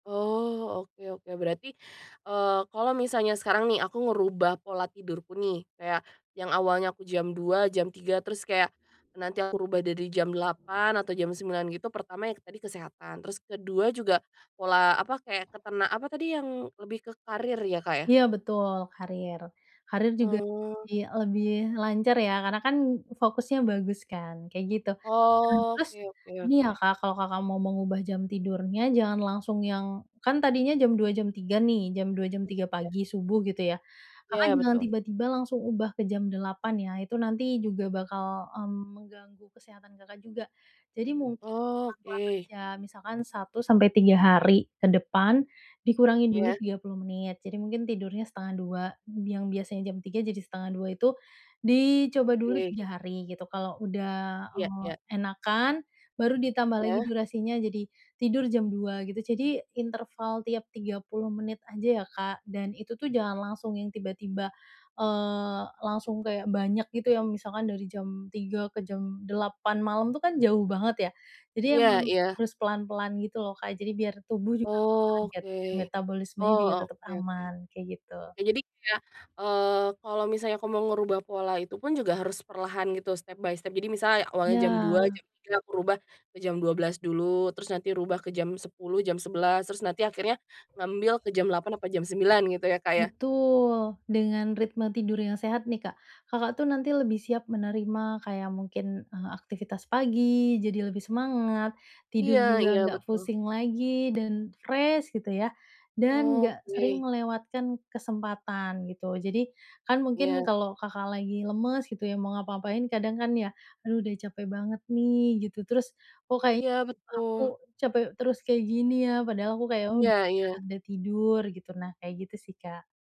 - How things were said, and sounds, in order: other background noise; in English: "step by step"; in English: "fresh"; "udah" said as "ud"
- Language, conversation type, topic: Indonesian, advice, Bagaimana keputusan kecil sehari-hari dapat memengaruhi hidup saya di masa depan?